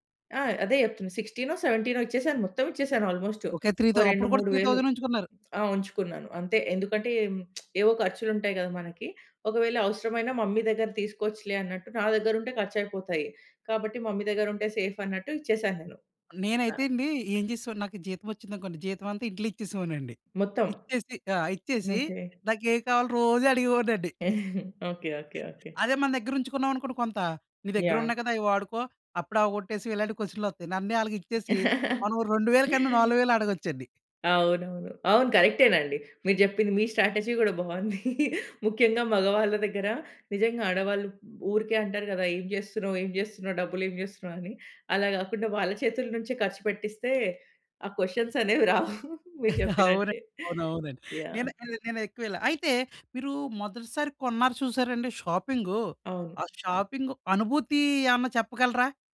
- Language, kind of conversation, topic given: Telugu, podcast, మొదటి జీతాన్ని మీరు స్వయంగా ఎలా ఖర్చు పెట్టారు?
- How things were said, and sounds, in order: in English: "అల్మోస్ట్"; other background noise; lip smack; in English: "మమ్మీ"; in English: "మమ్మీ"; giggle; tapping; chuckle; in English: "స్ట్రాటజీ"; chuckle; in English: "క్వెషన్స్"; chuckle; laughing while speaking: "రావు. మీరు చెప్పినట్టే"; in English: "షాపింగ్"